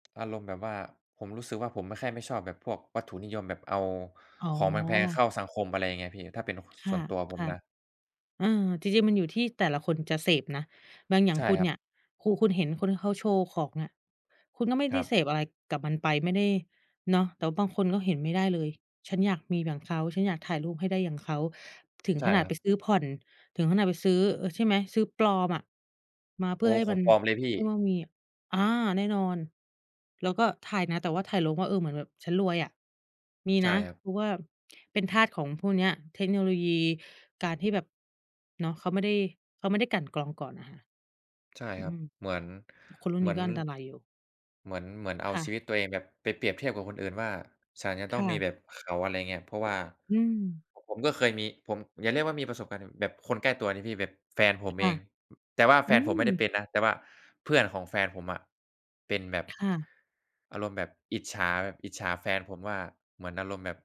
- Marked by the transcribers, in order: tapping; other background noise
- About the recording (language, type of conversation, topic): Thai, unstructured, การใช้เทคโนโลยีส่งผลต่อความสัมพันธ์ของผู้คนในสังคมอย่างไร?